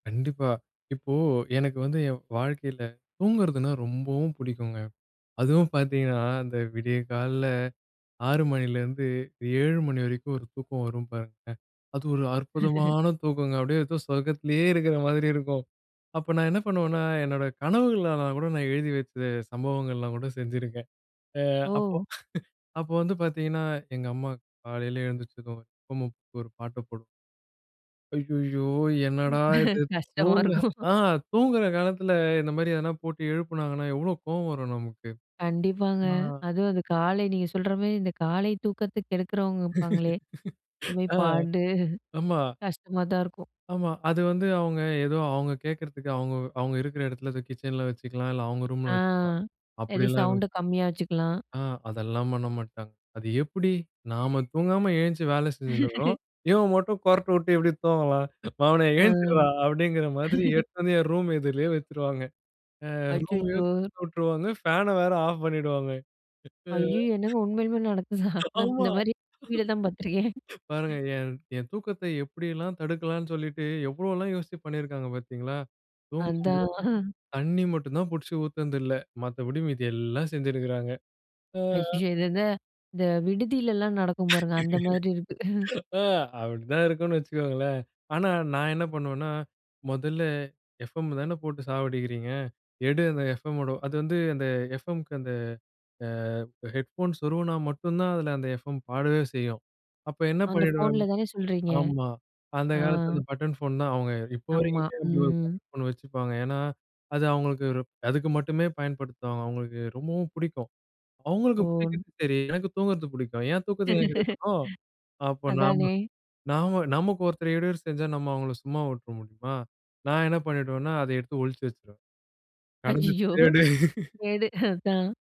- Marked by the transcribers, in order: laugh; snort; laughing while speaking: "கஷ்டமா இருக்கும்"; laugh; unintelligible speech; laugh; other noise; laughing while speaking: "ஆமா"; chuckle; chuckle; laugh; chuckle; other background noise; laugh; laughing while speaking: "ஐய்யய்யோ! கேடு அதான்"; laughing while speaking: "தேடு"
- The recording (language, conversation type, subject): Tamil, podcast, இடையூறுகள் வந்தால் உங்கள் கவனத்தை நீங்கள் எப்படி மீண்டும் திருப்பிக் கொள்கிறீர்கள்?